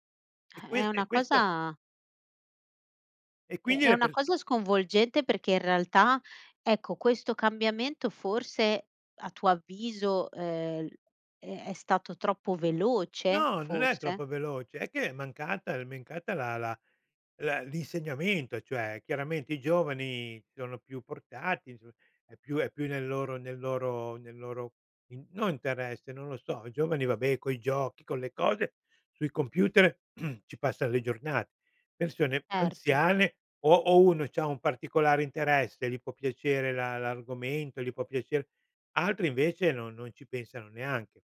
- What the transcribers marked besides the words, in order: "mancata" said as "mencata"; throat clearing
- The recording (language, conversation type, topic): Italian, podcast, Come cambierà la medicina grazie alle tecnologie digitali?